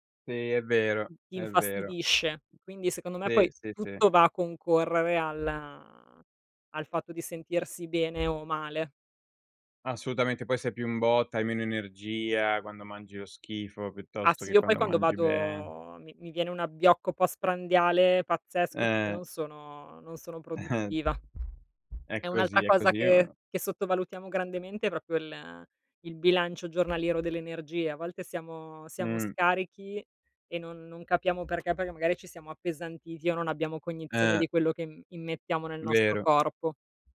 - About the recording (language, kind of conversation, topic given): Italian, unstructured, Come affronti i momenti di tristezza o di delusione?
- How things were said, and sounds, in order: tapping; drawn out: "al"; "Assolutamente" said as "assoutamente"; laughing while speaking: "Eh"; other background noise; "proprio" said as "propio"